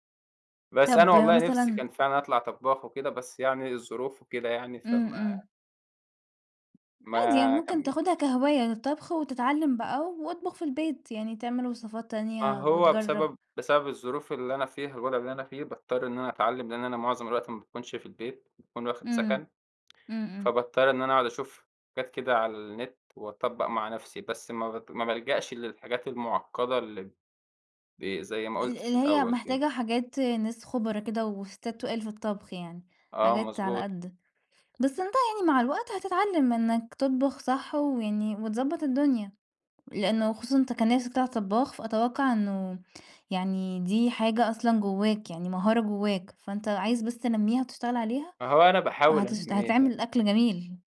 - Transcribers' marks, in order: tapping
- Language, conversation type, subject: Arabic, podcast, إيه أكتر أكلة بتحبّها وليه بتحبّها؟